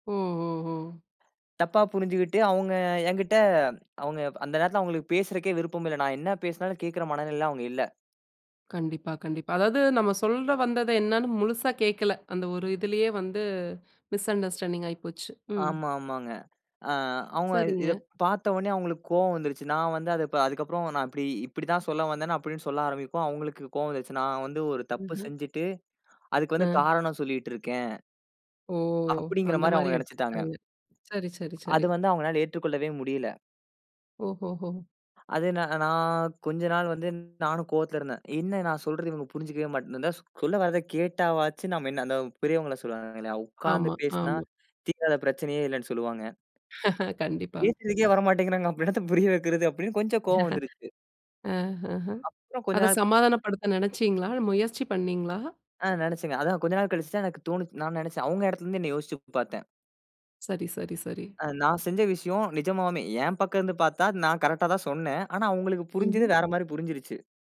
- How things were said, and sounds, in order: in English: "மிஸ் அண்டர்ஸ்டாண்டிங்"; laugh; laughing while speaking: "அப்ப என்னத்த புரிய வைக்கிறது?"; laugh
- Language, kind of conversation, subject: Tamil, podcast, ஆன்லைனில் தவறாகப் புரிந்துகொள்ளப்பட்டால் நீங்கள் என்ன செய்வீர்கள்?